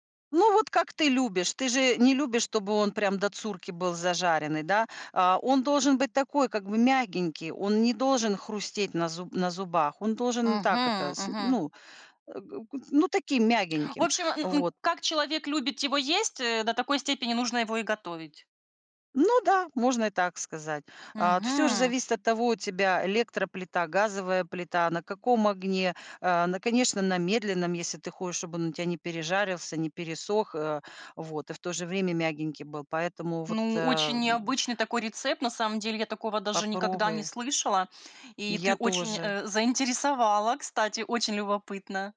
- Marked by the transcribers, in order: tapping; other background noise
- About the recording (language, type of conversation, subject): Russian, podcast, Какие сезонные блюда ты любишь готовить и почему?